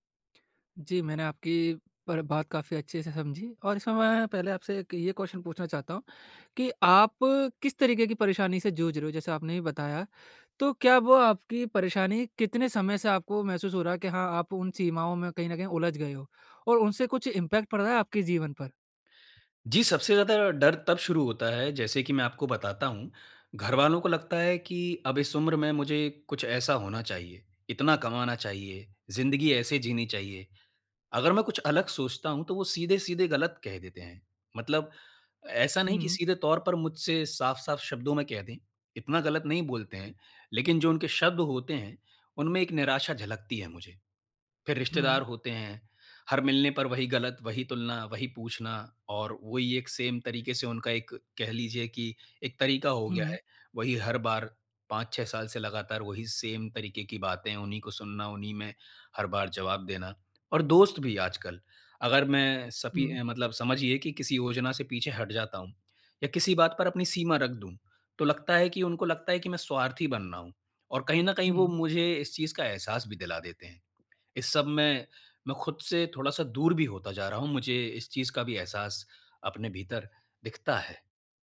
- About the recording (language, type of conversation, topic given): Hindi, advice, दोस्तों के साथ पार्टी में दूसरों की उम्मीदें और अपनी सीमाएँ कैसे संभालूँ?
- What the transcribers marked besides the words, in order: in English: "क्वेश्चन"; in English: "इम्पैक्ट"; in English: "सेम"; in English: "सेम"